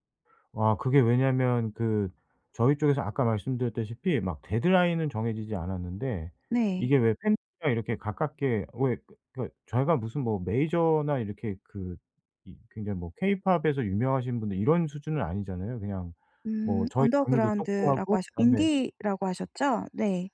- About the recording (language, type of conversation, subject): Korean, advice, 미완성된 작업을 끝내기 위해 동기를 다시 찾으려면 어떻게 해야 하나요?
- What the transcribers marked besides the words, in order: none